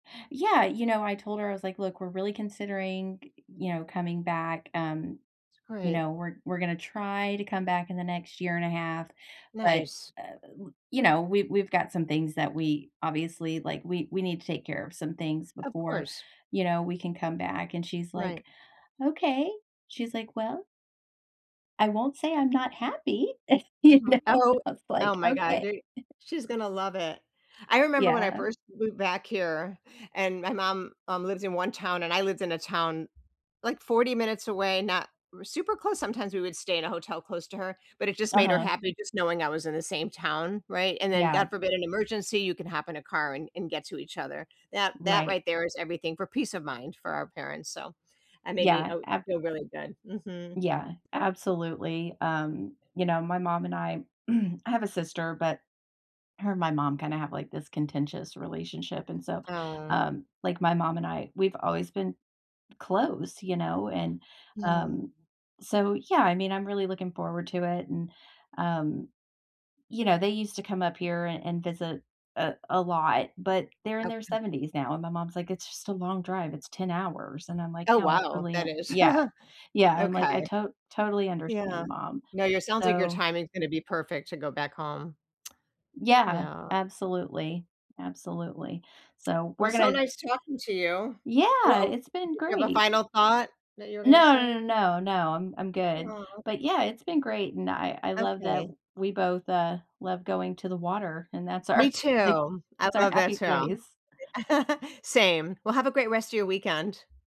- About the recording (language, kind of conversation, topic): English, unstructured, What is your favorite nearby place to enjoy nature?
- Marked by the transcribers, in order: other background noise; put-on voice: "Okay"; put-on voice: "Well"; put-on voice: "I won't say I'm not happy"; chuckle; laughing while speaking: "You know? And I was like, Okay"; background speech; chuckle; tapping; throat clearing; chuckle; lip smack; laughing while speaking: "our, like"; chuckle